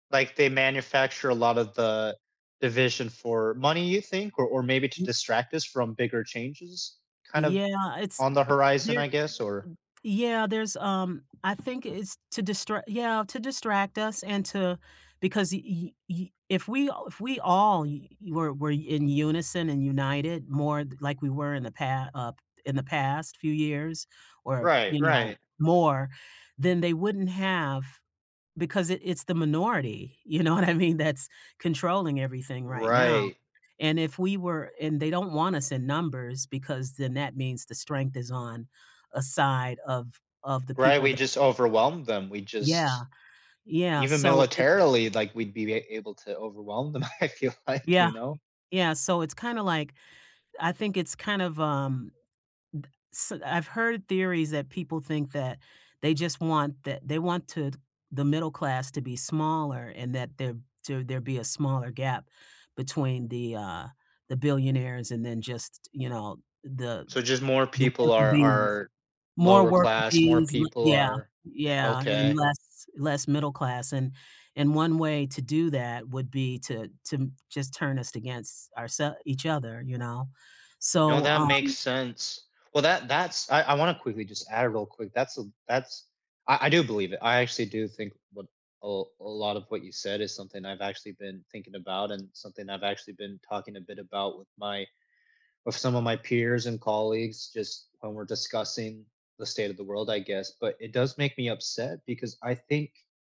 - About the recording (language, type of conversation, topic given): English, unstructured, What makes a community strong?
- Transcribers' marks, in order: unintelligible speech; other background noise; tapping; laughing while speaking: "You know what I mean?"; laughing while speaking: "I feel like"